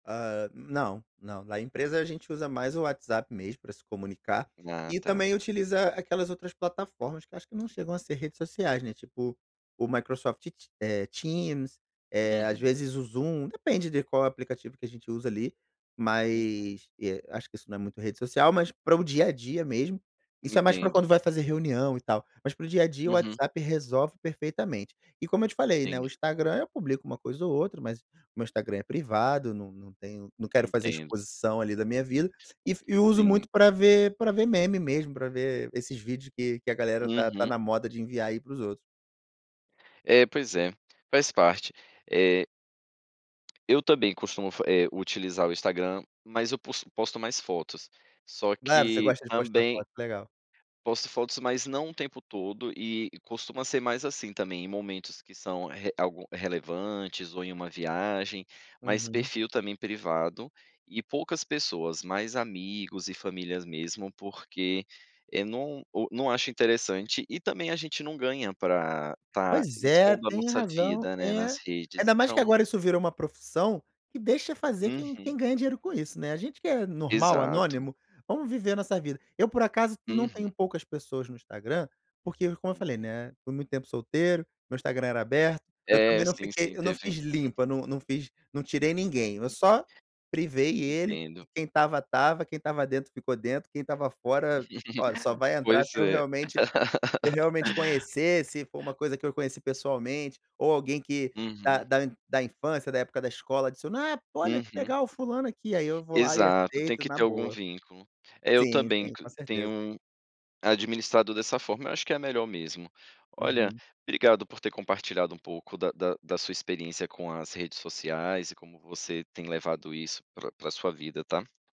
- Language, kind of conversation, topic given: Portuguese, podcast, Como a tecnologia impacta, na prática, a sua vida social?
- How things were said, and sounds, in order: tapping; chuckle; laugh